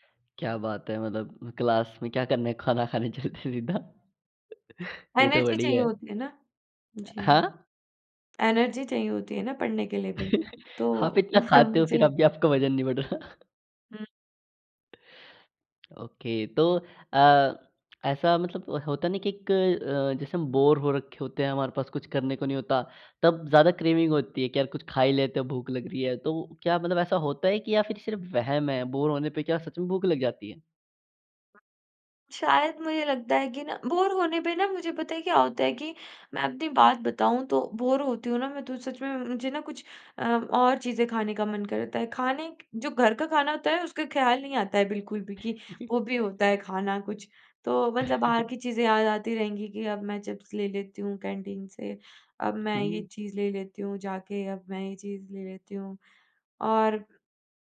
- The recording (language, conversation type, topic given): Hindi, podcast, आप असली भूख और बोरियत से होने वाली खाने की इच्छा में कैसे फर्क करते हैं?
- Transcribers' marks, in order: in English: "क्लास"; laughing while speaking: "चलते हैं"; chuckle; in English: "एनर्जी"; tapping; in English: "एनर्जी"; chuckle; in English: "ओके"; lip smack; in English: "क्रेविंग"; other background noise; chuckle; chuckle